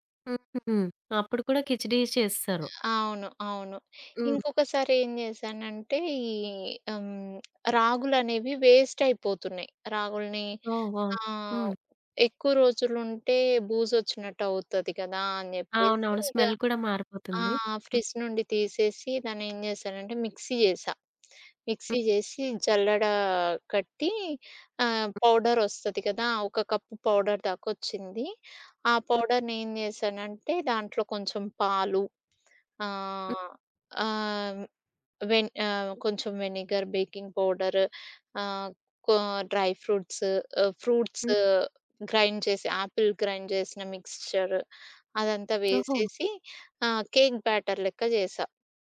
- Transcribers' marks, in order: other background noise; in English: "వేస్ట్"; in English: "స్మెల్"; in English: "మిక్సీ"; in English: "మిక్సీ"; in English: "పౌడర్"; in English: "పౌడర్‌ని"; in English: "వెనిగర్, బేకింగ్ పౌడర్"; in English: "డ్రై ఫ్రూట్స్"; in English: "ఫ్రూట్స్, గ్రైండ్"; in English: "ఆపిల్ గ్రైండ్"; in English: "మిక్స్చర్"; in English: "కేక్ బ్యాటర్"
- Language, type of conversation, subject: Telugu, podcast, ఫ్రిజ్‌లో ఉండే సాధారణ పదార్థాలతో మీరు ఏ సౌఖ్యాహారం తయారు చేస్తారు?